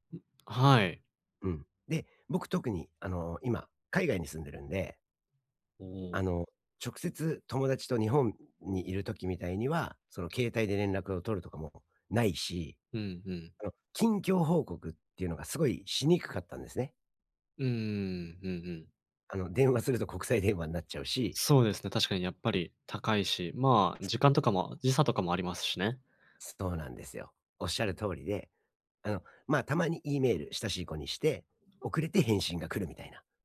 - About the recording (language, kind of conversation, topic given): Japanese, advice, 同年代と比べて焦ってしまうとき、どうすれば落ち着いて自分のペースで進めますか？
- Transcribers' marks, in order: other background noise; unintelligible speech